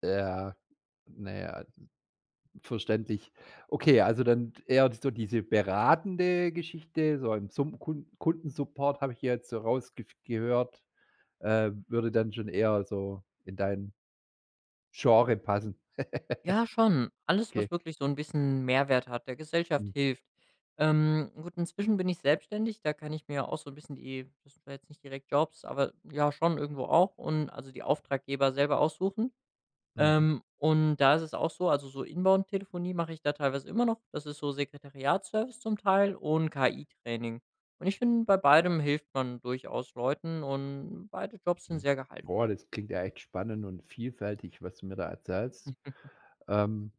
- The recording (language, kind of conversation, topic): German, podcast, Wie stellst du sicher, dass dich dein Job erfüllt?
- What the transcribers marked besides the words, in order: stressed: "beratende"; giggle; giggle